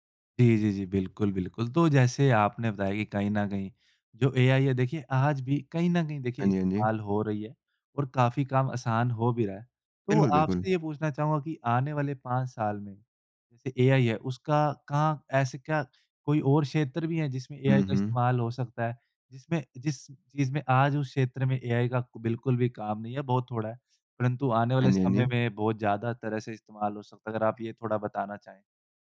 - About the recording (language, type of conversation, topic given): Hindi, podcast, एआई टूल्स को आपने रोज़मर्रा की ज़िंदगी में कैसे आज़माया है?
- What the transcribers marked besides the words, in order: none